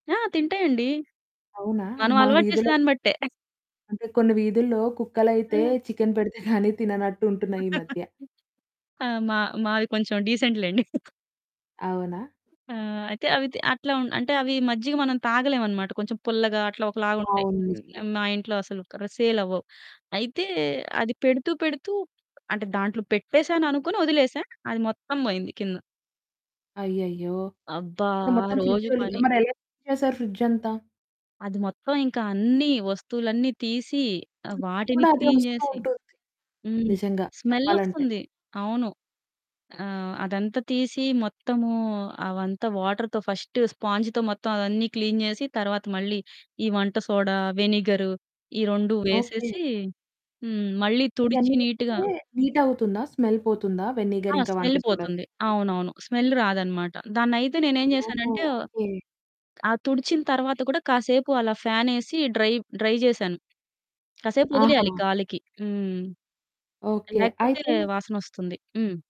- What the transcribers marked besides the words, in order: static; chuckle; other background noise; chuckle; in English: "డీసెంట్"; chuckle; in English: "క్లీన్"; in English: "ఫ్రిడ్జ్"; in English: "క్లీన్"; in English: "స్మెల్"; in English: "వాటర్‌తో ఫస్ట్ స్పాంజ్‌తో"; in English: "క్లీన్"; in English: "నీట్‌గా"; in English: "నీట్"; in English: "స్మెల్"; in English: "స్మెల్"; in English: "స్మెల్"; in English: "డ్రై, డ్రై"
- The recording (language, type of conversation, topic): Telugu, podcast, ఫ్రిడ్జ్‌ను శుభ్రంగా, క్రమబద్ధంగా ఎలా ఉంచుతారు?